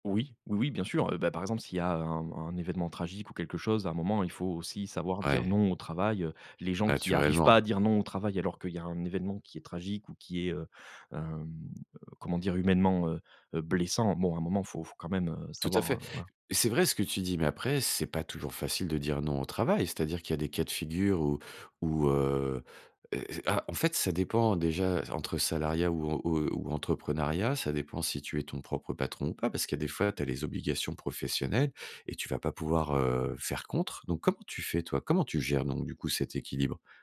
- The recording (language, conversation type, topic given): French, podcast, Comment gérez-vous l’équilibre entre votre vie professionnelle et votre vie personnelle ?
- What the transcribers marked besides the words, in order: tapping